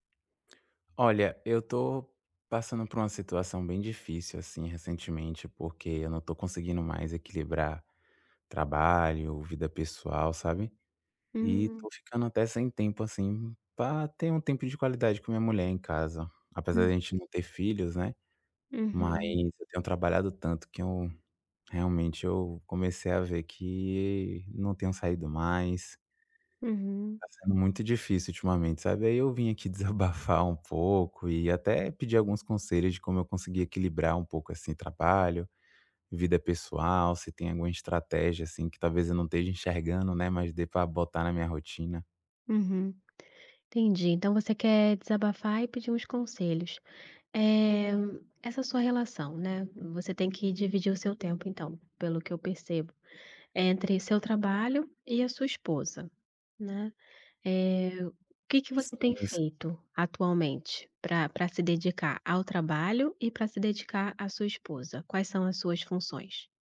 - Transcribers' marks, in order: none
- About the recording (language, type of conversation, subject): Portuguese, advice, Como posso equilibrar trabalho e vida pessoal para ter mais tempo para a minha família?